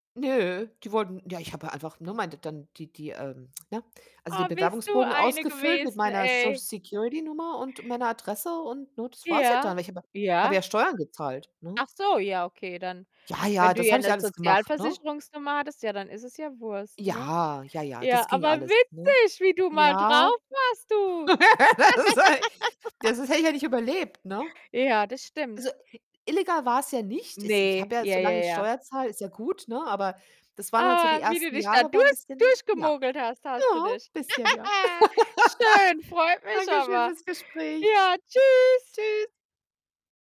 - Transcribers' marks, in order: tsk; in English: "Social Security"; background speech; laugh; laughing while speaking: "Ist halt"; other background noise; giggle; giggle; laugh; distorted speech
- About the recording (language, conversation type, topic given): German, unstructured, Wann ist es in Ordnung, Regeln zu brechen?